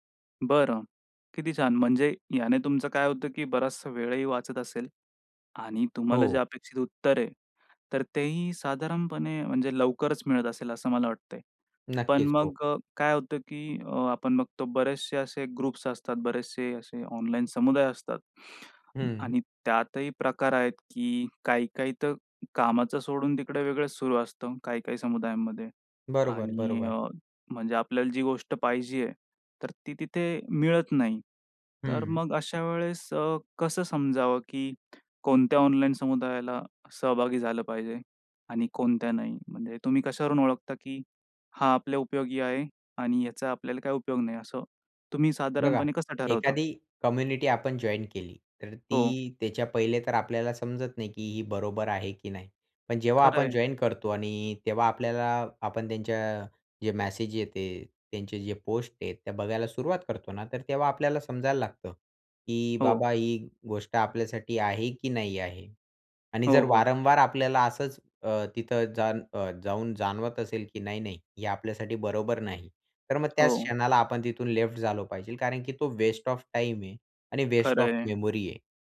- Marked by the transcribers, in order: tapping; in English: "ग्रुप्स"; in English: "कम्युनिटी"; in English: "जॉइन्ड"; in English: "जॉइन्ड"; in English: "लेफ्ट"; in English: "वेस्ट ऑफ टाइम"; in English: "वेस्ट ऑफ मेमरी"
- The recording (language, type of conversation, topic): Marathi, podcast, ऑनलाइन समुदायामुळे तुमच्या शिक्षणाला कोणते फायदे झाले?